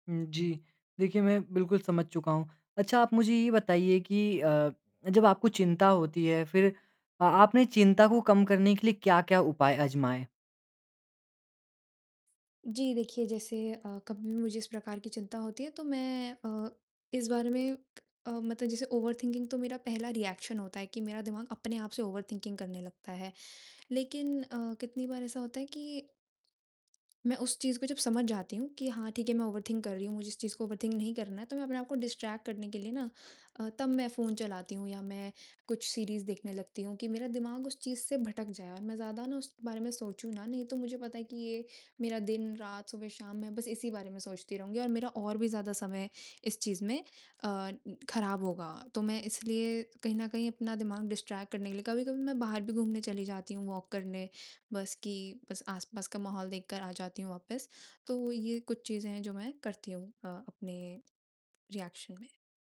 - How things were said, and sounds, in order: distorted speech; tapping; in English: "ओवरथिंकिंग"; in English: "रिएक्शन"; in English: "ओवरथिंकिंग"; in English: "ओवरथिंक"; in English: "ओवरथिंक"; in English: "डिस्ट्रैक्ट"; in English: "सीरीज़"; in English: "डिस्ट्रैक्ट"; in English: "वॉक"; in English: "रिएक्शन"
- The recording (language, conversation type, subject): Hindi, advice, चिंता को संभालने के लिए मैं कौन-से व्यावहारिक कदम उठा सकता/सकती हूँ?